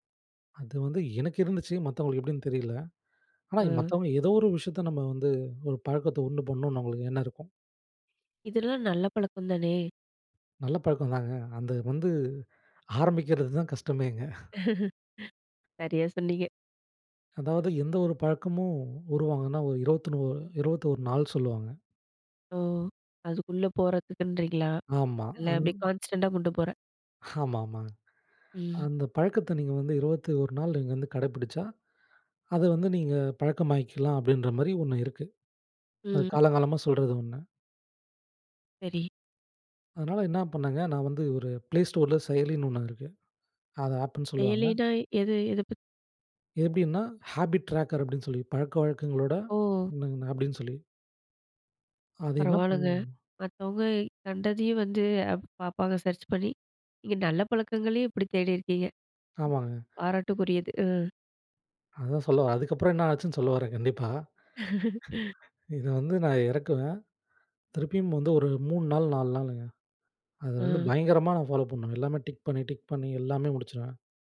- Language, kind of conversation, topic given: Tamil, podcast, மாறாத பழக்கத்தை மாற்ற ஆசை வந்தா ஆரம்பம் எப்படி?
- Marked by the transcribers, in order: inhale; chuckle; other noise; in English: "கான்ஸ்டன்ட்டா"; chuckle; inhale; inhale; "அதை" said as "அத"; in English: "ஆப்புன்னு"; in English: "ஹாபிட் ட்ரேக்கர்"; unintelligible speech; in English: "சர்ச்"; exhale; laugh; breath; "அதை" said as "அத"; in English: "ஃபாலோ"; in English: "டிக்"; in English: "டிக்"